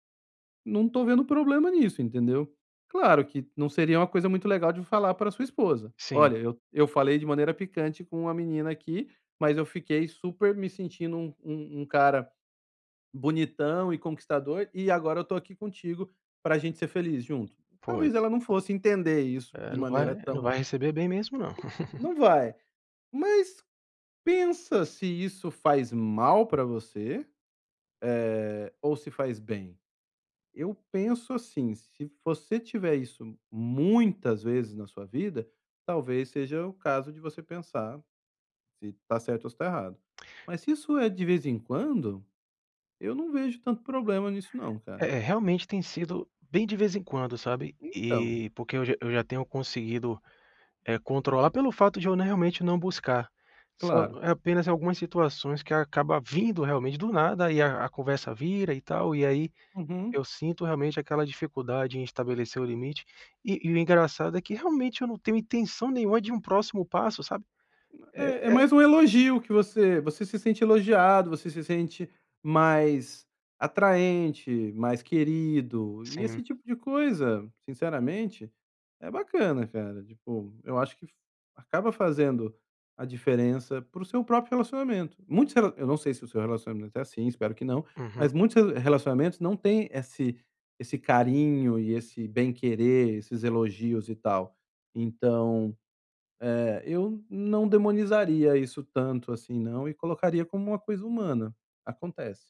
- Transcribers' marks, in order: laugh; other noise
- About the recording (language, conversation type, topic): Portuguese, advice, Como posso estabelecer limites claros no início de um relacionamento?